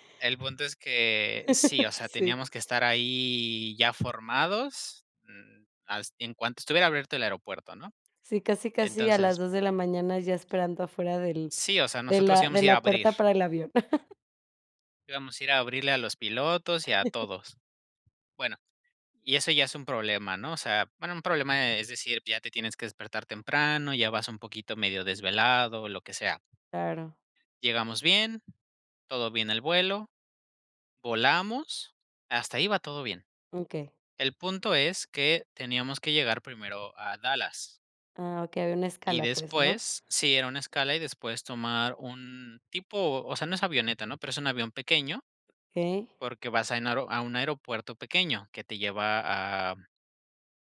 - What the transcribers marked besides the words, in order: laugh; tapping; laugh; chuckle
- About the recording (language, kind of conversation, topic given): Spanish, podcast, ¿Cuál ha sido tu peor experiencia al viajar y cómo la resolviste?